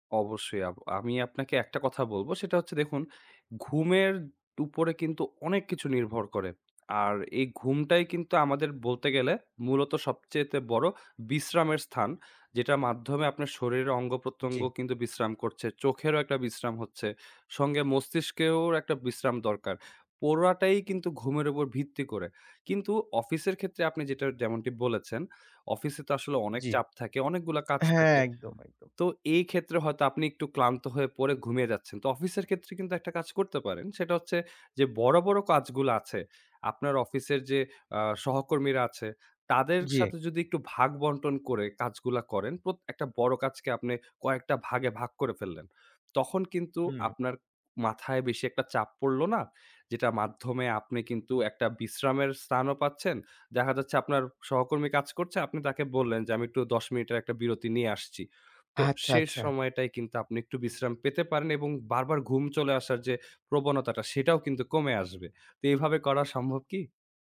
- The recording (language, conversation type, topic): Bengali, advice, রাতে ঘুম ঠিক রাখতে কতক্ষণ পর্যন্ত ফোনের পর্দা দেখা নিরাপদ?
- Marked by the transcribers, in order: "সবচাইতে" said as "সবচেইতে"; "মস্তিষ্কেরও" said as "মস্তিষ্কেওর"; "পুরাটাই" said as "পোরাটাই"; other background noise; "স্থানও" said as "স্রানও"; "একটু" said as "এট্টু"